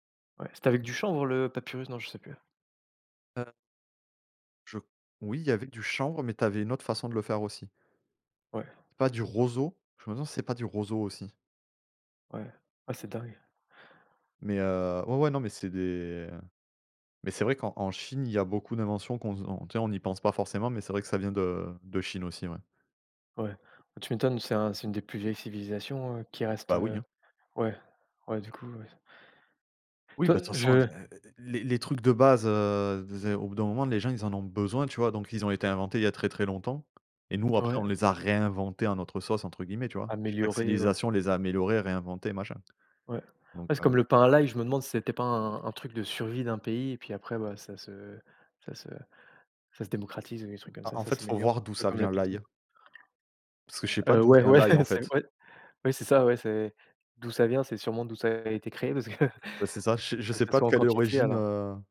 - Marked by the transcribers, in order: tapping; stressed: "réinventés"; other background noise; laughing while speaking: "ouais"; laughing while speaking: "que, heu"
- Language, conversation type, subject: French, unstructured, Comment décidez-vous entre cuisiner à la maison et commander à emporter ?